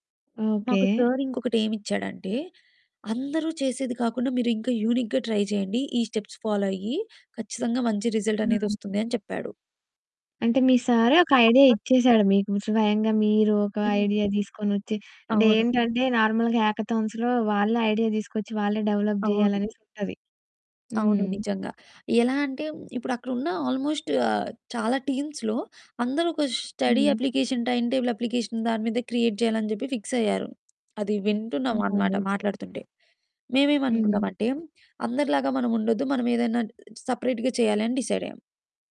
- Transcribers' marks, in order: in English: "యూనిక్‌గా ట్రై"; in English: "స్టెప్స్ ఫాలో"; in English: "రిజల్ట్"; distorted speech; other background noise; in English: "ఐడియా"; in English: "ఐడియా"; in English: "నార్మల్‌గా హ్యాకథాన్స్‌లో"; in English: "ఐడియా"; in English: "డెవలప్"; in English: "ఆల్‌మోస్ట్"; in English: "టీమ్స్‌లో"; in English: "స్టడీ అప్లికేషన్, టైమ్ టేబుల్ అప్లికేషన్"; in English: "క్రియేట్"; in English: "ఫిక్స్"; in English: "సెపరేట్‌గా"; in English: "డిసైడ్"
- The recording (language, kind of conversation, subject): Telugu, podcast, సరికొత్త నైపుణ్యాలు నేర్చుకునే ప్రక్రియలో మెంటర్ ఎలా సహాయపడగలరు?